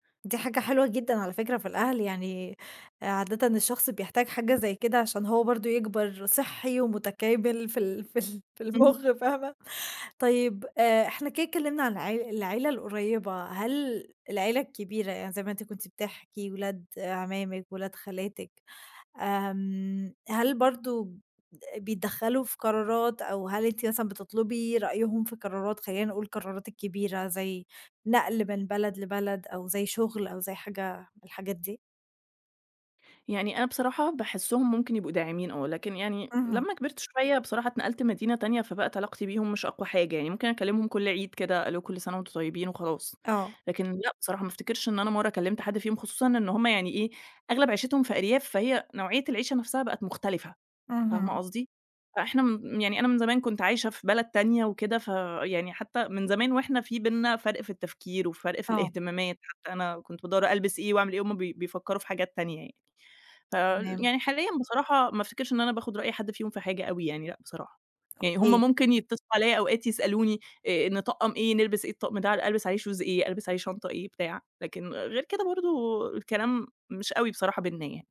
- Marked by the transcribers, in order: laughing while speaking: "في ال في المخ، فاهمة؟"; other background noise; tapping; in English: "Shoes"
- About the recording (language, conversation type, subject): Arabic, podcast, قد إيه بتأثر بآراء أهلك في قراراتك؟